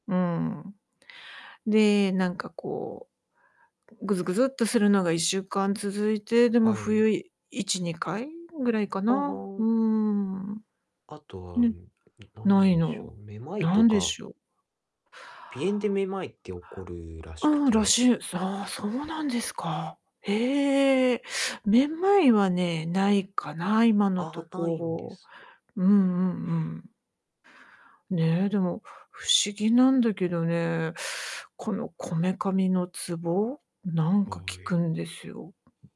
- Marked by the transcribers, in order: other background noise
- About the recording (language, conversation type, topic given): Japanese, advice, たくさんの健康情報に混乱していて、何を信じればいいのか迷っていますが、どうすれば見極められますか？